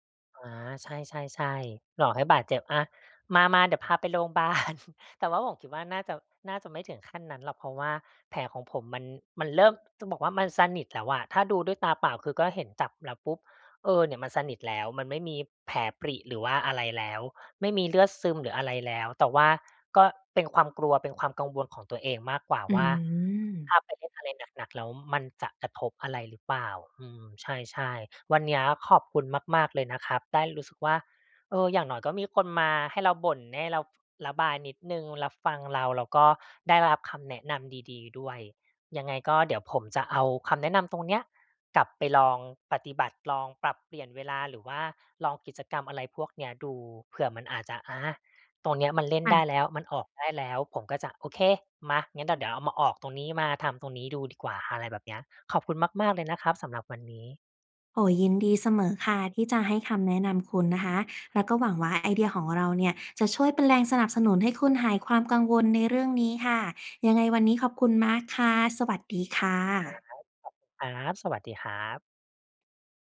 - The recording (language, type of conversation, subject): Thai, advice, ฉันกลัวว่าจะกลับไปออกกำลังกายอีกครั้งหลังบาดเจ็บเล็กน้อย ควรทำอย่างไรดี?
- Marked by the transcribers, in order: chuckle